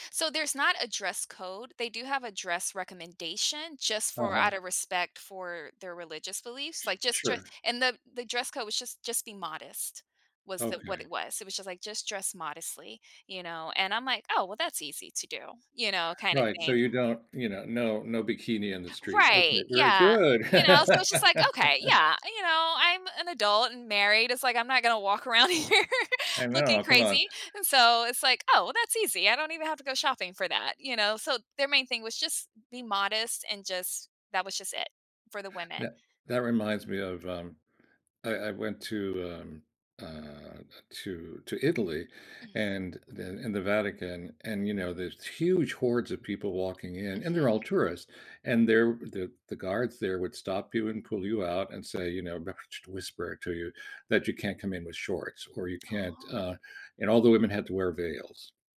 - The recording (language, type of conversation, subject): English, unstructured, What is the most surprising place you have ever visited?
- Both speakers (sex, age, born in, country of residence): female, 40-44, United States, United States; male, 70-74, Venezuela, United States
- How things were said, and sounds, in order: other background noise; chuckle; laughing while speaking: "here"; stressed: "Oh"